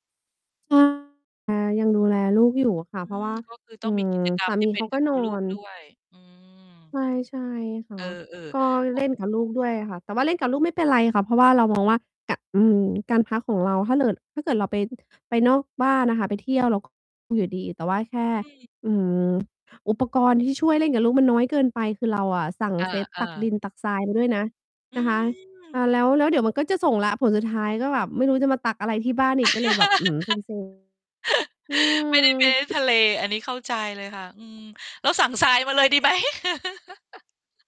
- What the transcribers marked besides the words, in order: distorted speech; static; laugh; in English: "เพลซ"; laughing while speaking: "ดีไหม ?"; laugh
- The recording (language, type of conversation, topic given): Thai, advice, ฉันควรทำอย่างไรให้รู้สึกผ่อนคลายมากขึ้นเมื่อพักผ่อนอยู่ที่บ้าน?